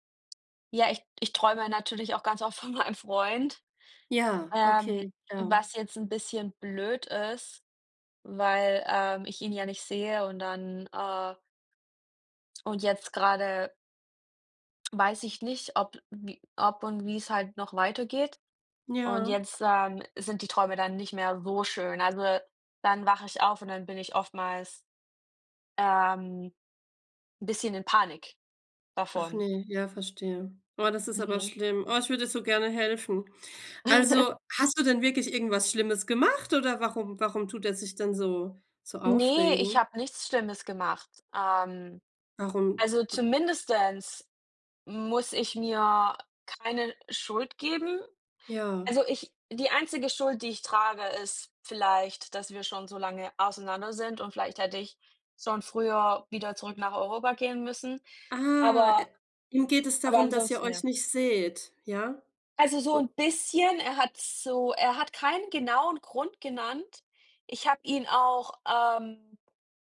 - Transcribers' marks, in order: laughing while speaking: "von meinem"; giggle; stressed: "gemacht"; "zumindest" said as "zumindestens"
- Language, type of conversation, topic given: German, unstructured, Was fasziniert dich am meisten an Träumen, die sich so real anfühlen?